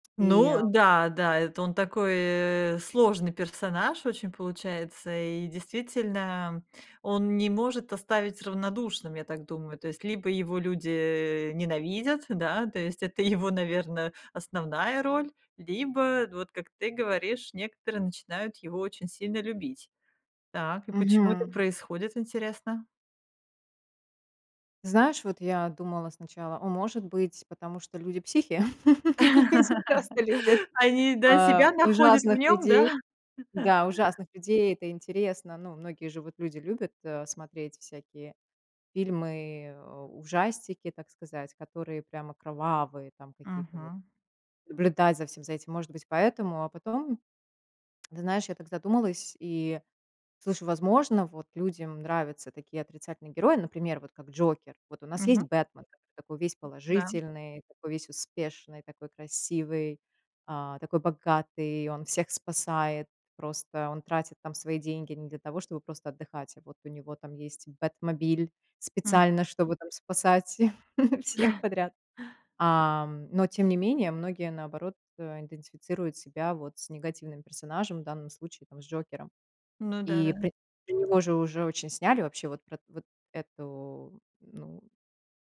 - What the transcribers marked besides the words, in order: other background noise; laugh; laughing while speaking: "Люди просто любят"; tapping; chuckle; tsk; chuckle
- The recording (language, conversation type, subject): Russian, podcast, Почему нам нравятся «плохие» герои?